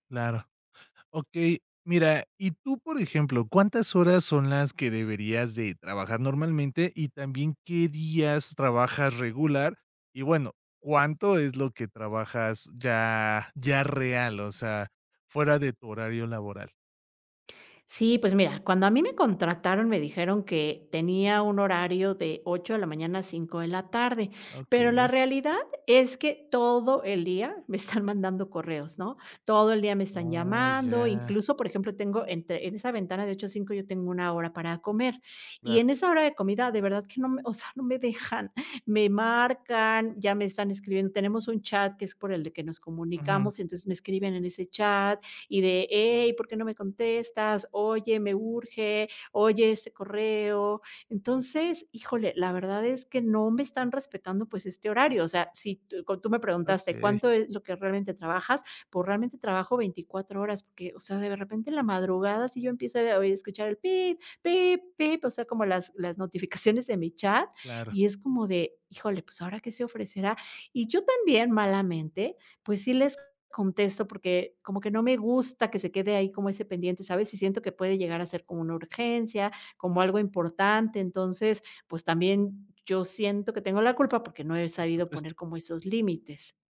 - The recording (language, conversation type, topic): Spanish, advice, ¿De qué manera estoy descuidando mi salud por enfocarme demasiado en el trabajo?
- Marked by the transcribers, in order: laughing while speaking: "están"